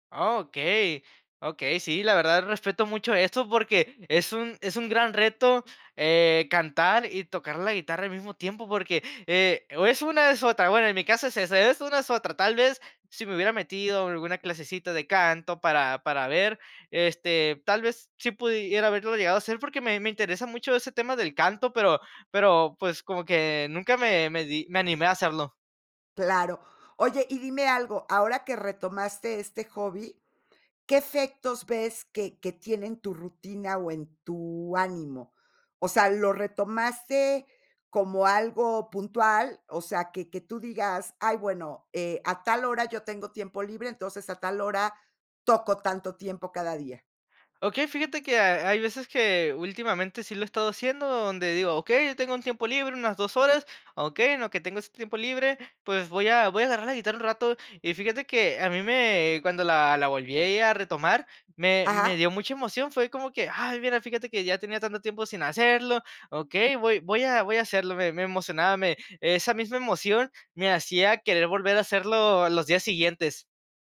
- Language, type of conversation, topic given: Spanish, podcast, ¿Cómo fue retomar un pasatiempo que habías dejado?
- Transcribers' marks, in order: none